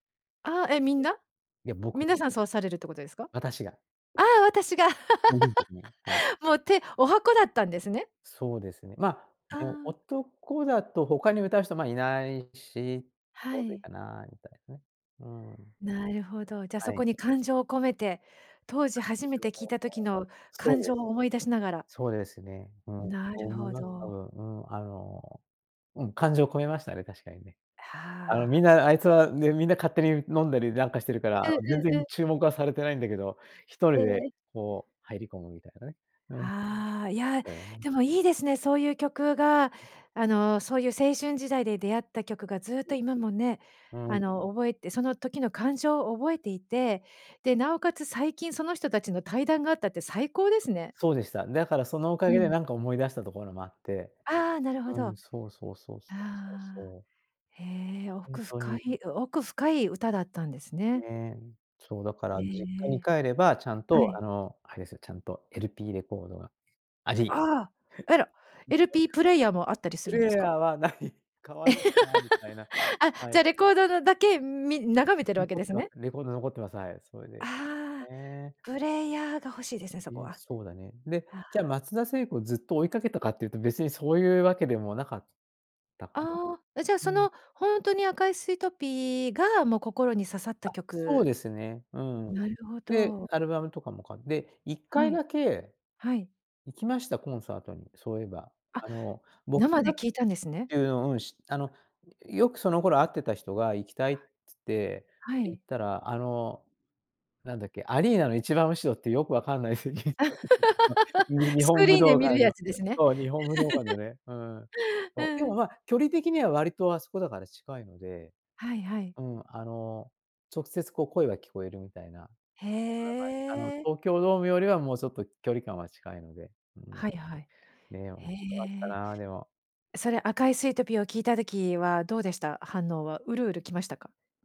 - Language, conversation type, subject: Japanese, podcast, 心に残っている曲を1曲教えてもらえますか？
- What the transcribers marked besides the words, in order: other noise; unintelligible speech; laugh; unintelligible speech; other background noise; unintelligible speech; tapping; chuckle; unintelligible speech; laughing while speaking: "ない"; laugh; laughing while speaking: "席に"; laugh; laugh